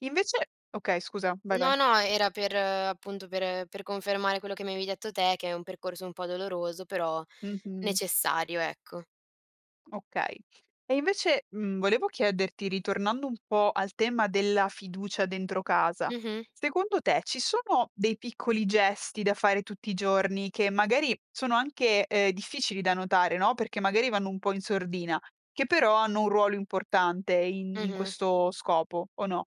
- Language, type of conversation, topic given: Italian, podcast, Come si costruisce la fiducia tra i membri della famiglia?
- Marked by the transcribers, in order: none